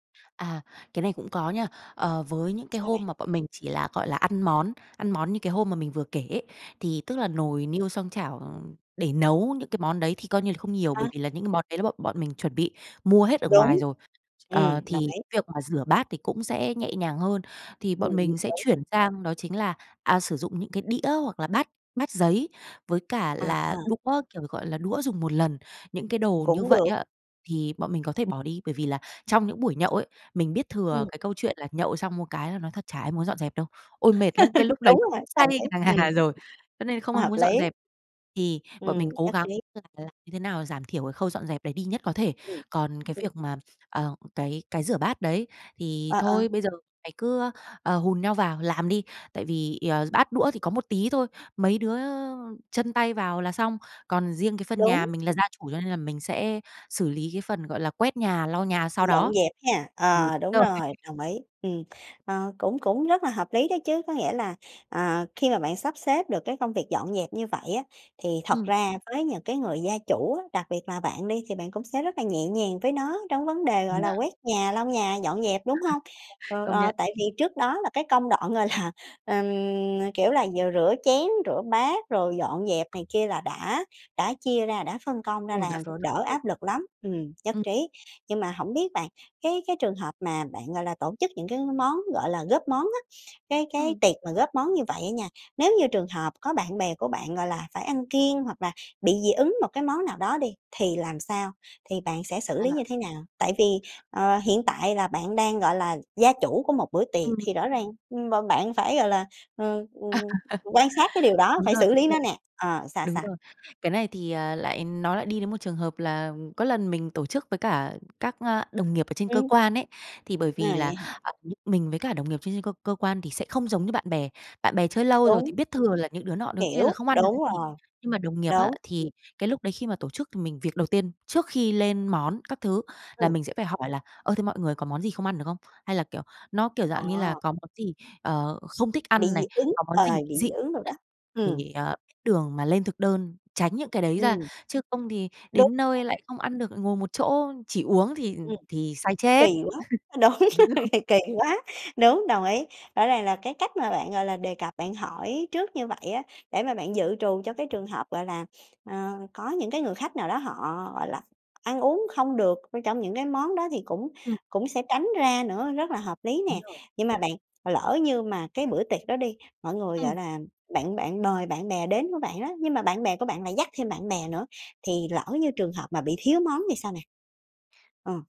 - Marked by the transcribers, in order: tapping; other background noise; unintelligible speech; laugh; laughing while speaking: "ngà ngà"; laugh; laugh; laughing while speaking: "là"; laugh; unintelligible speech; unintelligible speech; laughing while speaking: "đúng"; laugh; laughing while speaking: "Đúng rồi"; sniff
- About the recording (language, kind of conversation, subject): Vietnamese, podcast, Làm sao để tổ chức một buổi tiệc góp món thật vui mà vẫn ít căng thẳng?